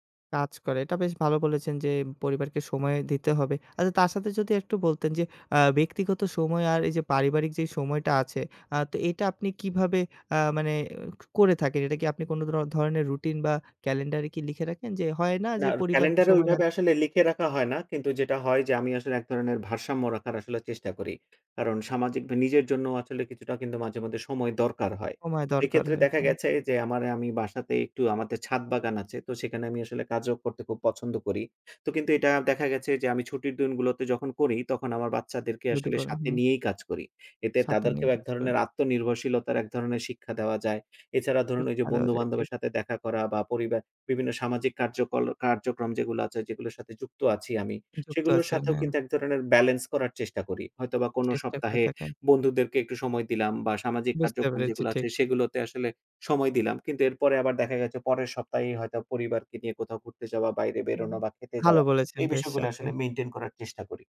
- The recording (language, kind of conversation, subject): Bengali, podcast, আপনি কীভাবে কাজের উদ্দেশ্যকে পরিবারের প্রত্যাশা ও চাহিদার সঙ্গে সামঞ্জস্য করেছেন?
- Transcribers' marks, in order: tapping; other background noise